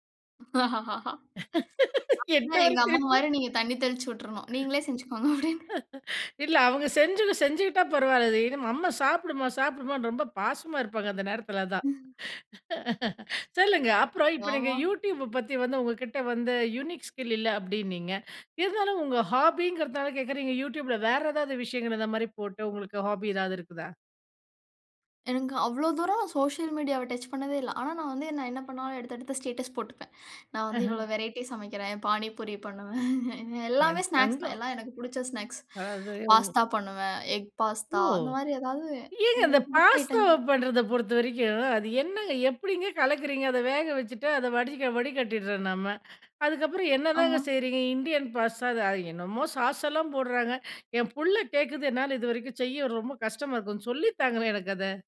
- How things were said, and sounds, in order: laugh; laughing while speaking: "என்ன ஒரு சிரிப்பு!"; other noise; laugh; laughing while speaking: "அப்பிடின்னு"; laugh; in English: "யுனிக் ஸ்கில்"; in English: "ஹாபிங்கறதனால"; in English: "ஹாபி"; in English: "டச்"; in English: "ஸ்டேட்டஸ்"; in English: "வெரைட்டி"; laughing while speaking: "பண்ணுவேன்"; in English: "ஸ்நாக்ஸ்"; in English: "ஸ்நாக்ஸ்"; in English: "எக் பாஸ்தா"; in English: "சாஸ்"
- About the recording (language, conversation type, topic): Tamil, podcast, சமையல் அல்லது அடுப்பில் சுட்டுப் பொரியல் செய்வதை மீண்டும் ஒரு பொழுதுபோக்காகத் தொடங்க வேண்டும் என்று உங்களுக்கு எப்படி எண்ணம் வந்தது?